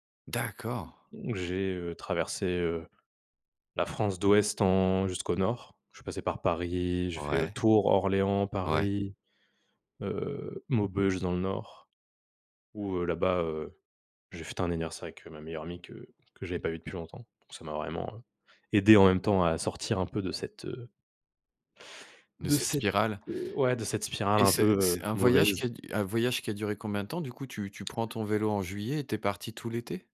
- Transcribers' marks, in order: none
- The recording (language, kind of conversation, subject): French, podcast, Peux-tu raconter une expérience qui t’a vraiment fait grandir ?